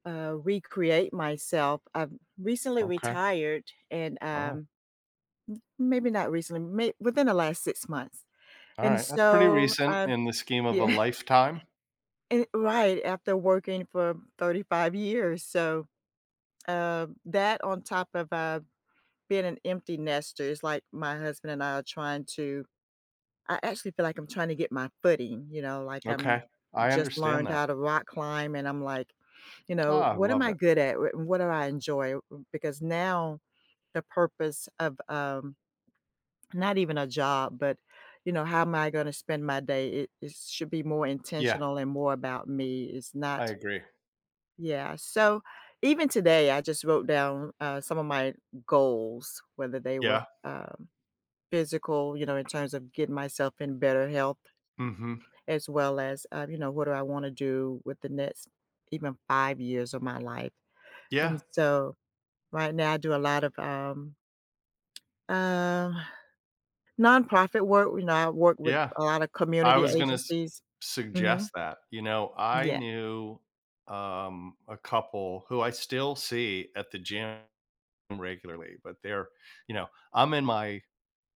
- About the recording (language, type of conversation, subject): English, unstructured, How can taking time to reflect on your actions help you grow as a person?
- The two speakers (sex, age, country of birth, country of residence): female, 60-64, United States, United States; male, 55-59, United States, United States
- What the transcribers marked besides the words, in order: laughing while speaking: "Yeah"; other background noise; "next" said as "nest"; drawn out: "um"; sigh